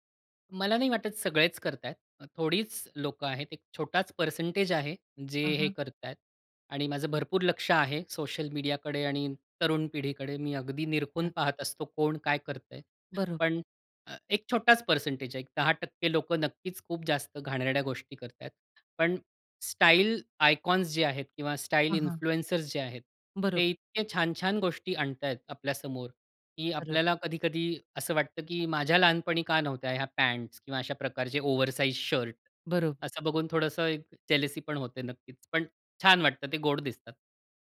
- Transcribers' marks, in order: other background noise; in English: "आयकॉन्स"; in English: "इन्फ्लुएंसर्स"; in English: "जेलसीपण"
- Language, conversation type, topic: Marathi, podcast, तुझी शैली आयुष्यात कशी बदलत गेली?